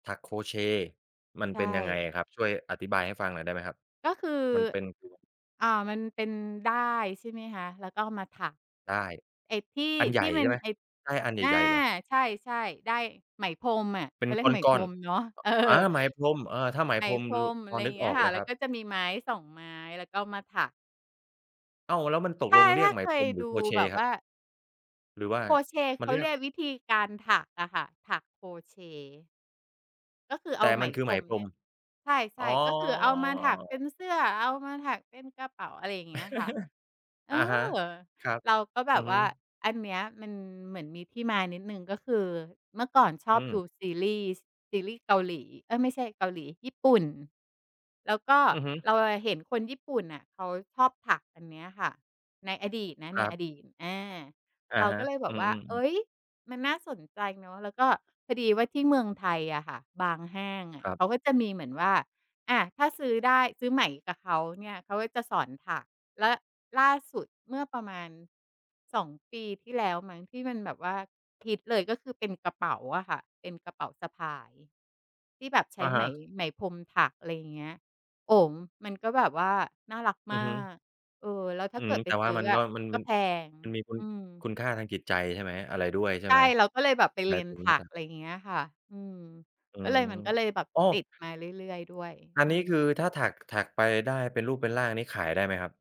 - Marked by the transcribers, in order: unintelligible speech; laughing while speaking: "เออ"; drawn out: "อ๋อ"; chuckle; tapping; other background noise
- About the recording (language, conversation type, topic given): Thai, podcast, คุณช่วยเล่าให้ฟังหน่อยได้ไหมว่า มีกิจวัตรเล็กๆ อะไรที่ทำแล้วทำให้คุณมีความสุข?